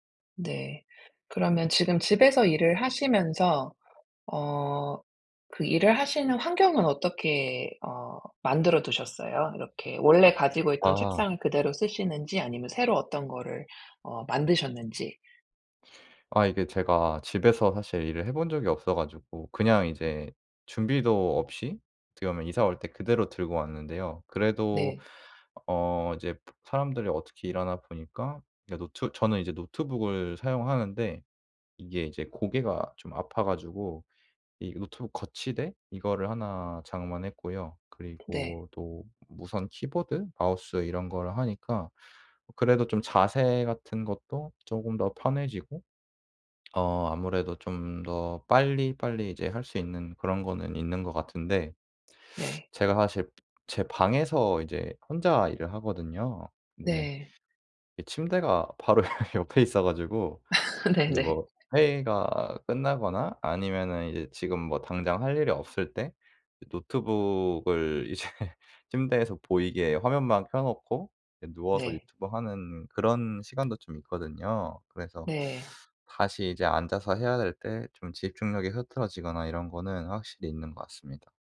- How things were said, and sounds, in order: other background noise; tapping; lip smack; teeth sucking; laughing while speaking: "바로 여"; laugh; laughing while speaking: "이제"; teeth sucking
- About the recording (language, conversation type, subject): Korean, advice, 원격·하이브리드 근무로 달라진 업무 방식에 어떻게 적응하면 좋을까요?